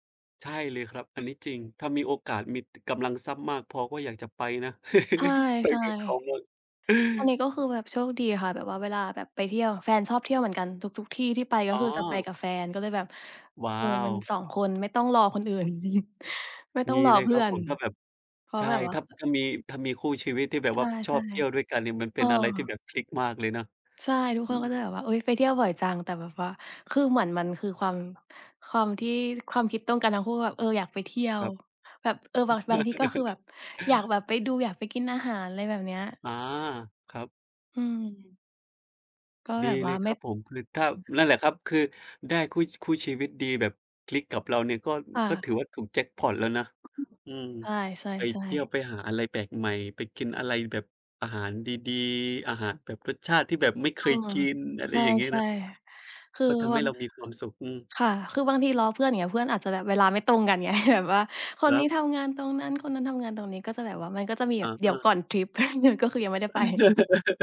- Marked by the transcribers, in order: tapping; chuckle; chuckle; chuckle; unintelligible speech; other background noise; laughing while speaking: "ไง"; chuckle
- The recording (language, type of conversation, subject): Thai, unstructured, สถานที่ไหนที่ทำให้คุณรู้สึกทึ่งมากที่สุด?